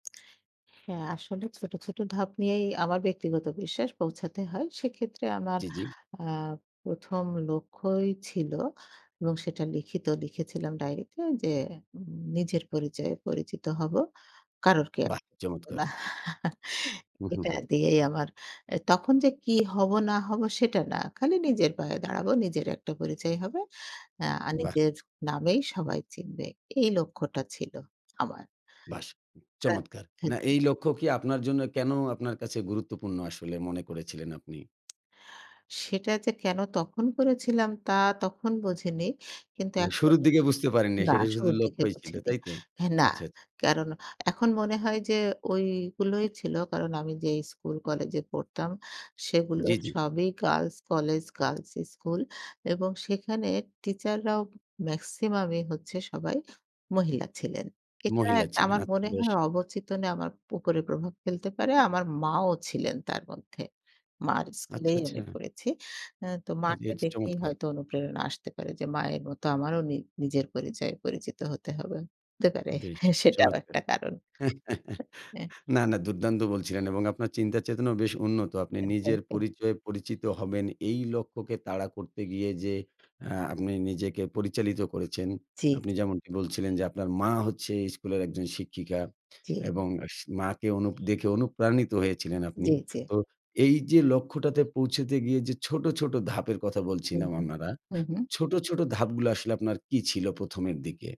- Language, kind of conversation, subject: Bengali, podcast, ছোট ছোট ধাপ নিয়ে বড় লক্ষ্য কিভাবে অর্জন করা যায়?
- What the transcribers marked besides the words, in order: tapping; other background noise; chuckle; unintelligible speech; "এটা" said as "এজ"; chuckle; "করেছেন" said as "করেচেন"; "হয়েছিলেন" said as "হয়েচিলেন"; "আমারা" said as "আমরা"